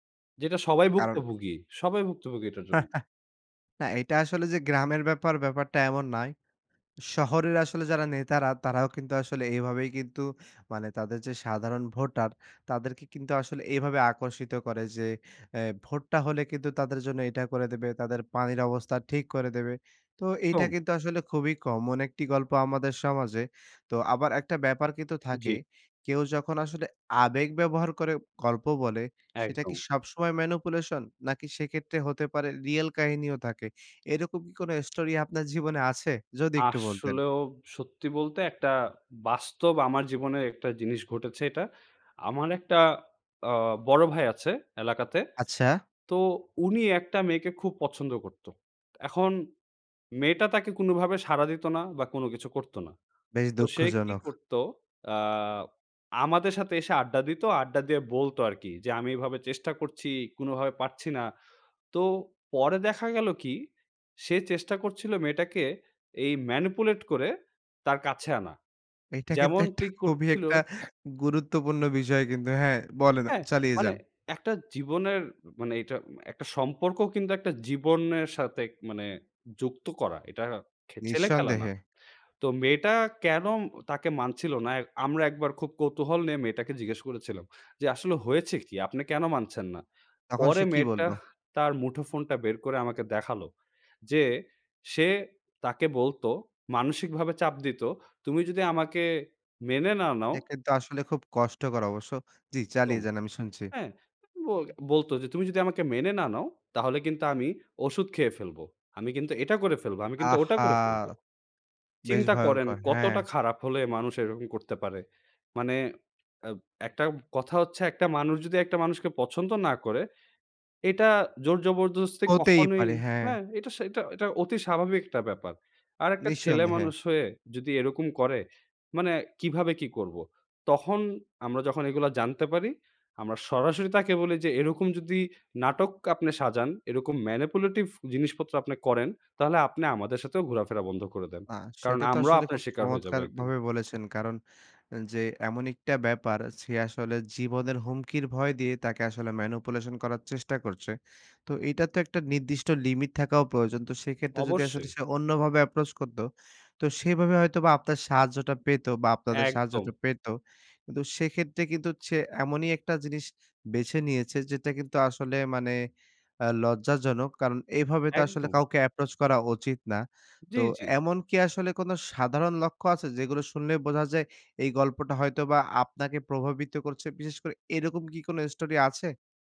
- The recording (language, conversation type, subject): Bengali, podcast, আপনি কী লক্ষণ দেখে প্রভাবিত করার উদ্দেশ্যে বানানো গল্প চেনেন এবং সেগুলোকে বাস্তব তথ্য থেকে কীভাবে আলাদা করেন?
- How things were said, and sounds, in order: "ভুগত" said as "ভুগতে"; chuckle; in English: "manipulation?"; tapping; in English: "manipulate"; laughing while speaking: "এইটা কিন্তু একটা, খুবই একটা গুরুত্বপূর্ণ বিষয় কিন্তু। হ্যাঁ? বলেন"; in English: "manipulative"; in English: "manipulation"; in English: "approach"; in English: "approach"